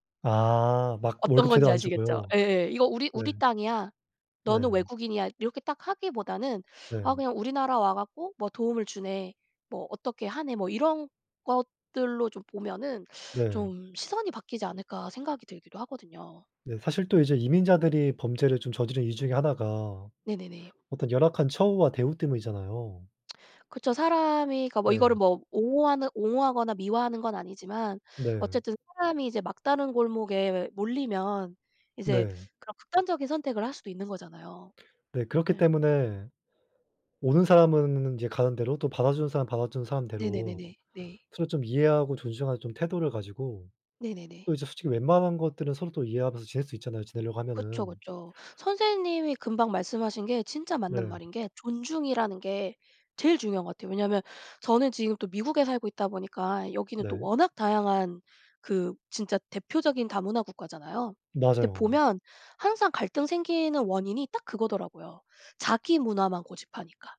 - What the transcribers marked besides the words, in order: teeth sucking; lip smack; other background noise
- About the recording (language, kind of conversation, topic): Korean, unstructured, 다양한 문화가 공존하는 사회에서 가장 큰 도전은 무엇일까요?